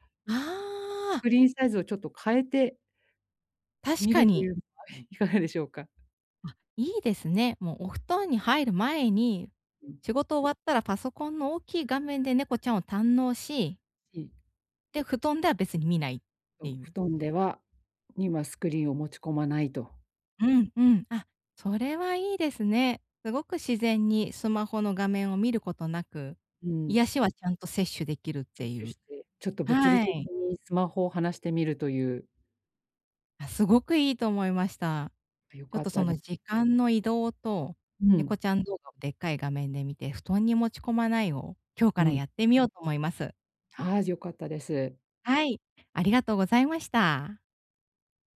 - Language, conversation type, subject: Japanese, advice, 就寝前に何をすると、朝すっきり起きられますか？
- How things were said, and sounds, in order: laughing while speaking: "いかがでしょうか？"; other background noise; unintelligible speech; unintelligible speech